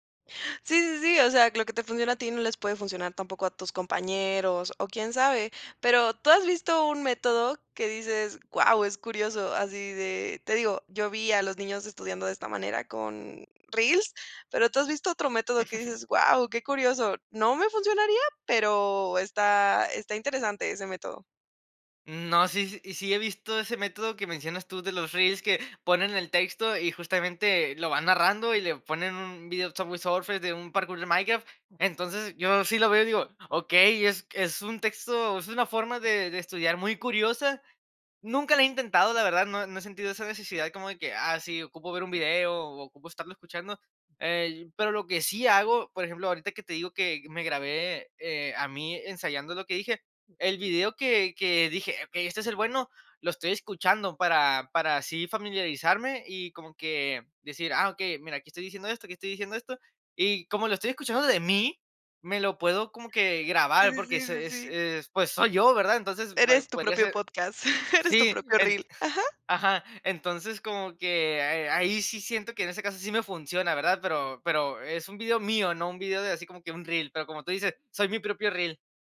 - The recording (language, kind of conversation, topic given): Spanish, podcast, ¿Qué métodos usas para estudiar cuando tienes poco tiempo?
- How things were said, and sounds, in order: chuckle; chuckle